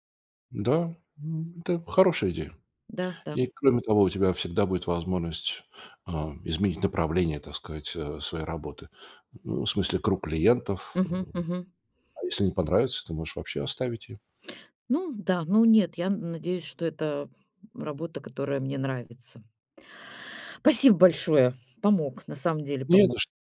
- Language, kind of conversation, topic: Russian, advice, Как решиться сменить профессию в середине жизни?
- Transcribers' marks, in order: none